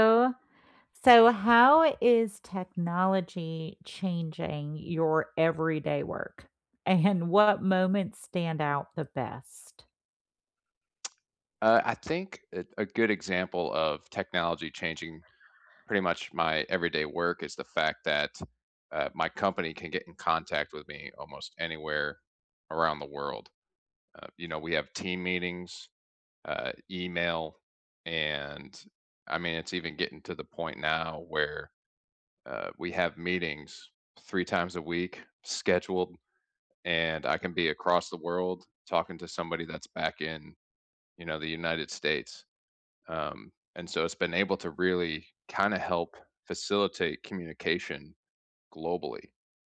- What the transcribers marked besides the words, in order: laughing while speaking: "And"; other background noise; tapping
- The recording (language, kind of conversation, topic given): English, unstructured, How is technology changing your everyday work, and which moments stand out most?
- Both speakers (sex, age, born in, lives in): female, 50-54, United States, United States; male, 35-39, United States, United States